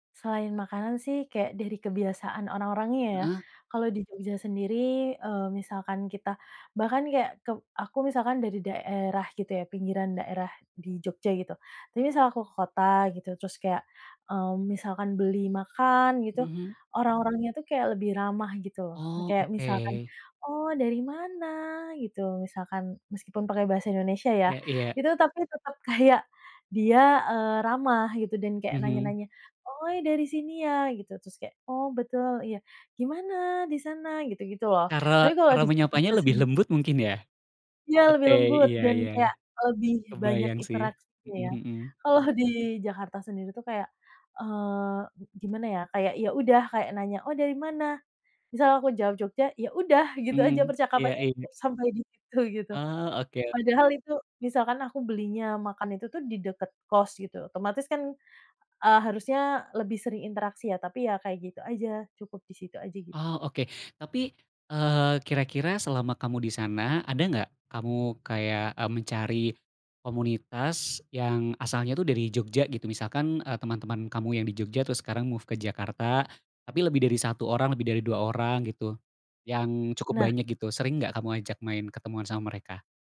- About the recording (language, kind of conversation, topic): Indonesian, advice, Apa kebiasaan, makanan, atau tradisi yang paling kamu rindukan tetapi sulit kamu temukan di tempat baru?
- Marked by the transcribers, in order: other background noise; laughing while speaking: "kayak"; laughing while speaking: "Kalau"; in English: "move"